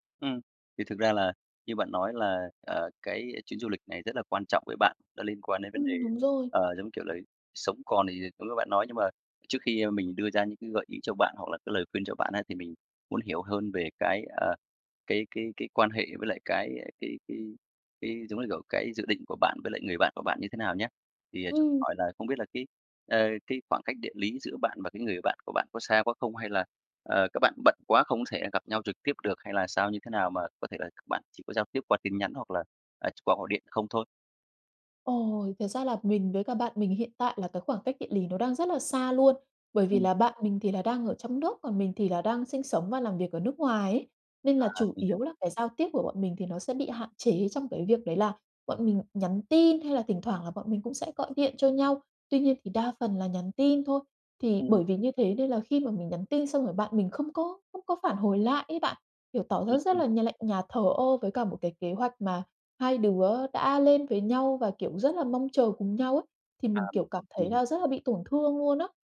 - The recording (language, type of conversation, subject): Vietnamese, advice, Làm thế nào để giao tiếp với bạn bè hiệu quả hơn, tránh hiểu lầm và giữ gìn tình bạn?
- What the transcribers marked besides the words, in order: tapping